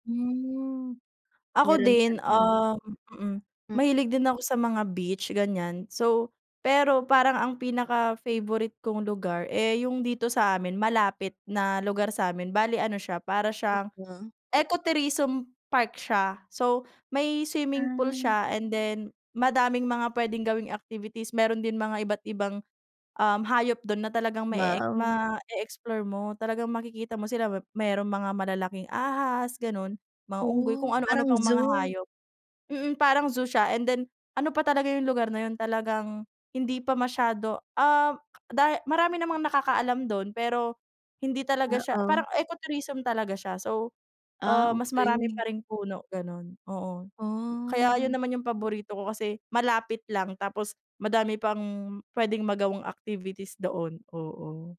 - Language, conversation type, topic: Filipino, unstructured, Ano ang paborito mong lugar na napuntahan, at bakit?
- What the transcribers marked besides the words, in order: other background noise; drawn out: "Oh"